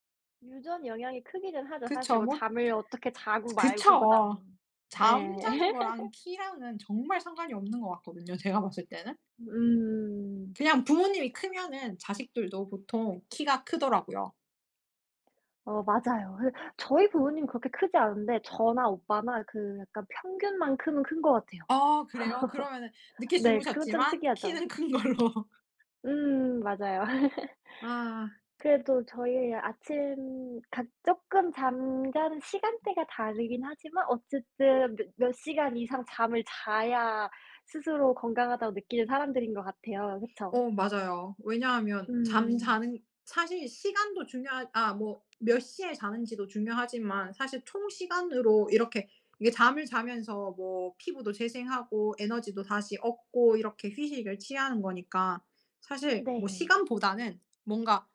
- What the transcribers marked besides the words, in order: laugh; other background noise; tapping; laugh; laughing while speaking: "큰 걸로"; laugh
- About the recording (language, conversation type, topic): Korean, unstructured, 매일 아침 일찍 일어나는 것과 매일 밤 늦게 자는 것 중 어떤 생활 방식이 더 잘 맞으시나요?
- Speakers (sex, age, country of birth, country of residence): female, 25-29, South Korea, United States; female, 30-34, South Korea, Spain